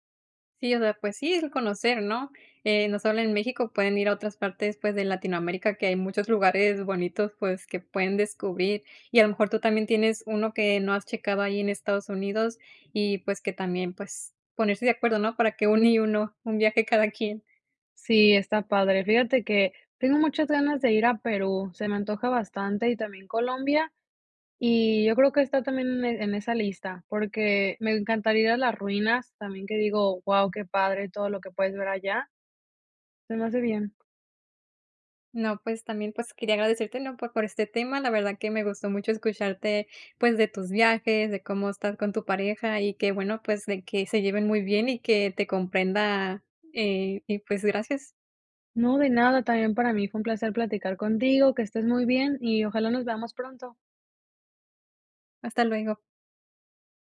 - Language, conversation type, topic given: Spanish, podcast, ¿cómo saliste de tu zona de confort?
- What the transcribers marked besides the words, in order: other background noise